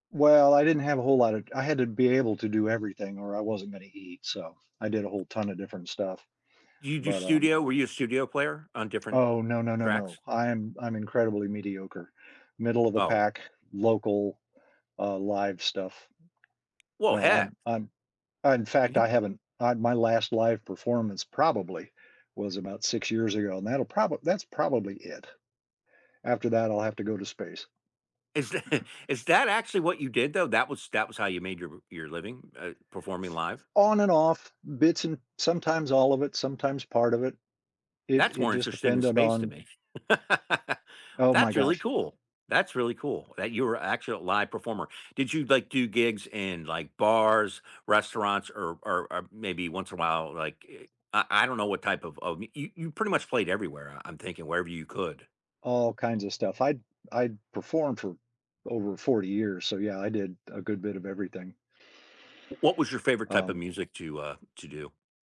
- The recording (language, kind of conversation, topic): English, unstructured, In what ways does exploring space shape our ideas about the future?
- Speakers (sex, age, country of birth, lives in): male, 50-54, United States, United States; male, 70-74, United States, United States
- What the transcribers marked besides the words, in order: tapping; other background noise; laughing while speaking: "that"; laugh; other noise